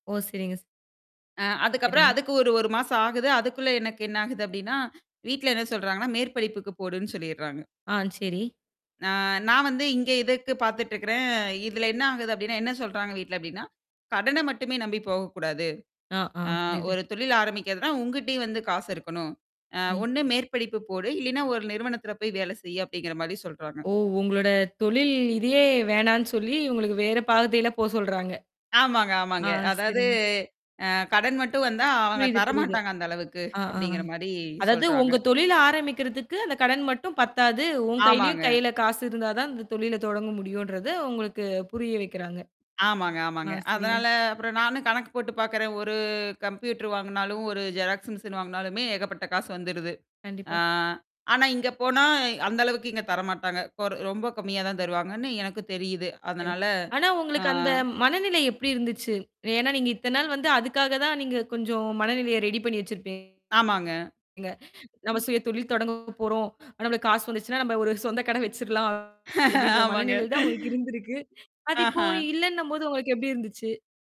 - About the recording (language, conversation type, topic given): Tamil, podcast, சுய தொழில் தொடங்கலாமா, இல்லையா வேலையைத் தொடரலாமா என்ற முடிவை நீங்கள் எப்படி எடுத்தீர்கள்?
- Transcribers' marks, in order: other noise; in English: "கம்ப்யூட்டர்"; in English: "ஜெராக்ஸ் மெஷின்"; distorted speech; laughing while speaking: "நாம ஒரு சொந்த கடை வெச்சிரலாம்"; laughing while speaking: "ஆமாங்க"